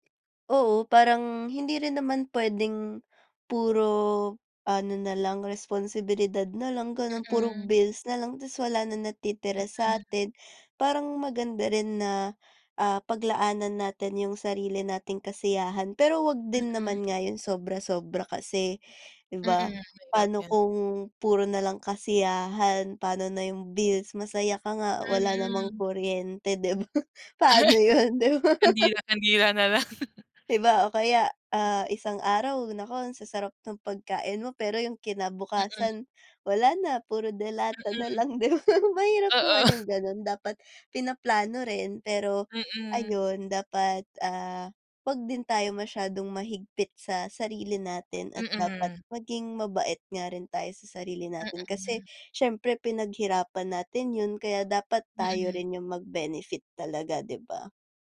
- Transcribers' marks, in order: other background noise; laughing while speaking: "'di ba? Paano 'yon, 'di ba?"; laugh; chuckle; laughing while speaking: "'di ba?"; tapping
- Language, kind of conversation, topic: Filipino, unstructured, Paano mo pinaplano kung paano mo gagamitin ang pera mo sa hinaharap?